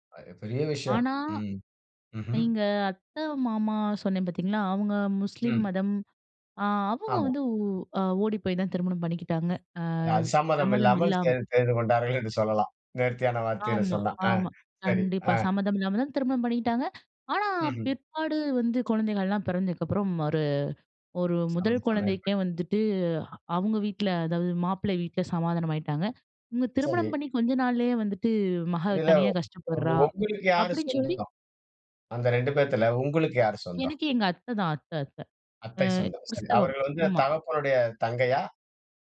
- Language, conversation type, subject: Tamil, podcast, முழுமையாக வேறுபட்ட மதம் அல்லது கலாச்சாரத்தைச் சேர்ந்தவரை குடும்பம் ஏற்றுக்கொள்வதைக் குறித்து நீங்கள் என்ன நினைக்கிறீர்கள்?
- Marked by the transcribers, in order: other noise; tsk; unintelligible speech; "இதுல" said as "இதுலவ்"